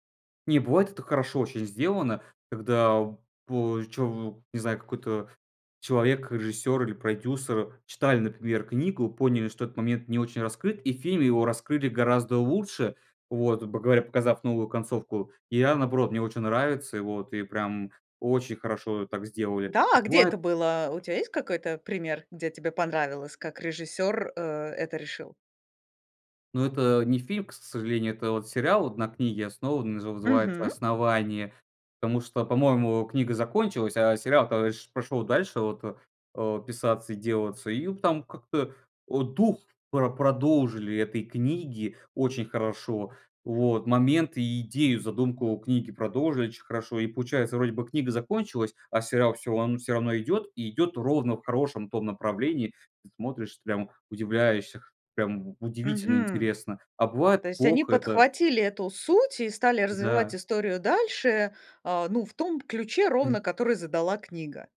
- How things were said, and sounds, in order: none
- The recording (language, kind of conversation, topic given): Russian, podcast, Как адаптировать книгу в хороший фильм без потери сути?